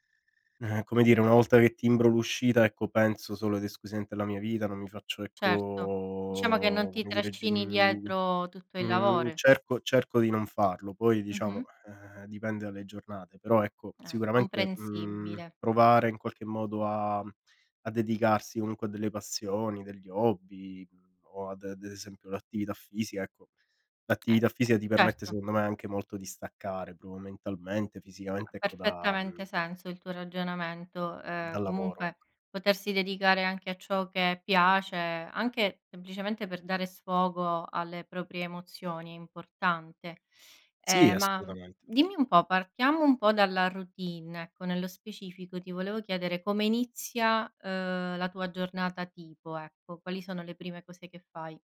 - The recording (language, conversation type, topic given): Italian, podcast, Come gestisci l'equilibrio tra lavoro e vita privata nella tua giornata?
- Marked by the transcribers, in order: "proprio" said as "propo"; other background noise